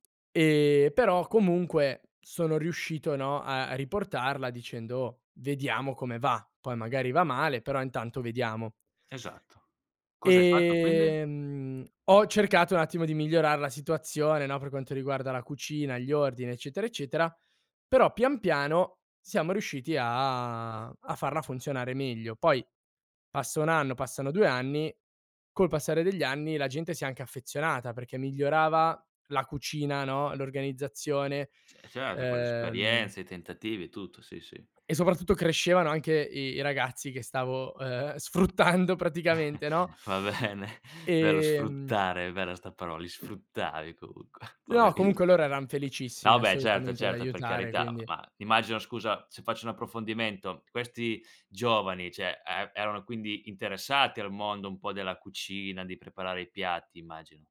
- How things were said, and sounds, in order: other background noise; laughing while speaking: "sfruttando praticamente, no?"; chuckle; laughing while speaking: "Va bene, bello sfruttare, è bella 'sta parola, li sfruttavi comunque, poveri"; chuckle; "cioè" said as "ceh"
- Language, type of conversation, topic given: Italian, podcast, Raccontami di una cena che ti è riuscita davvero bene: perché?